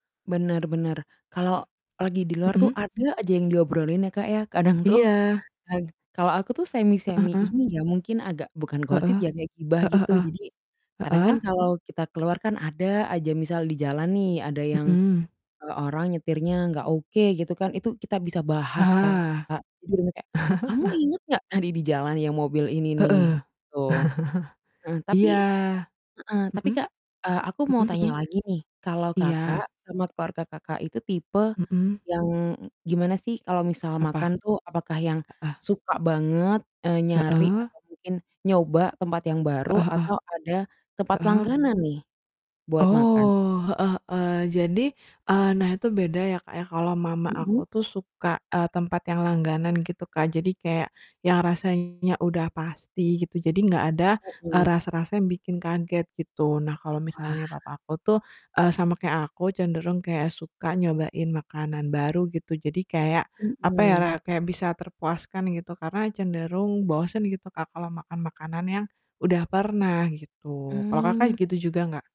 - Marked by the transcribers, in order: other noise; other background noise; laughing while speaking: "Kadang tuh"; chuckle; distorted speech; chuckle
- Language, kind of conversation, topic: Indonesian, unstructured, Mengapa menurutmu makan bersama keluarga itu penting?